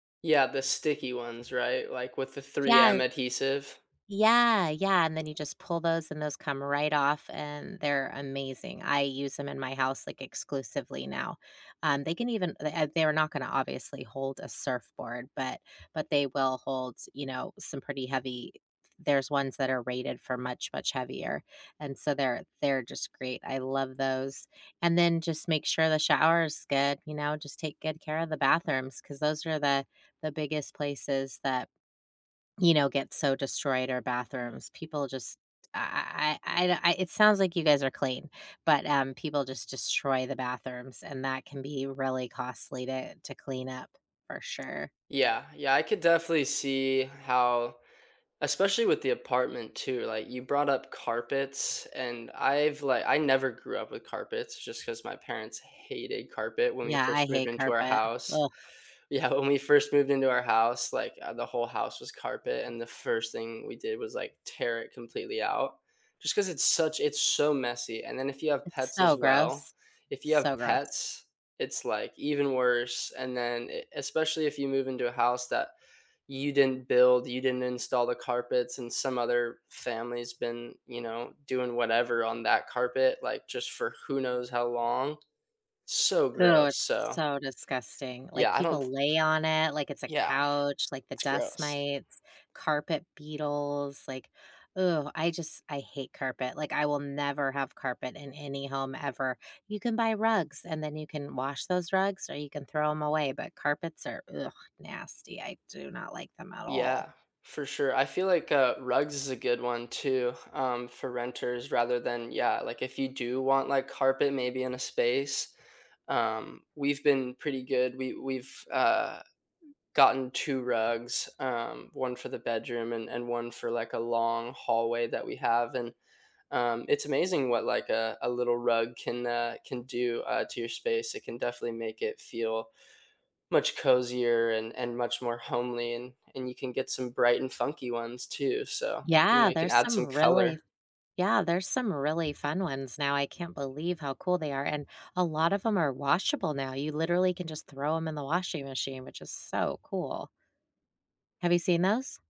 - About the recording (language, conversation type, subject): English, unstructured, How can you refresh a rental on a budget without losing your deposit?
- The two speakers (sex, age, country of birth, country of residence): female, 45-49, United States, United States; male, 20-24, United States, United States
- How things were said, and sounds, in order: other background noise; tapping; laughing while speaking: "Yeah"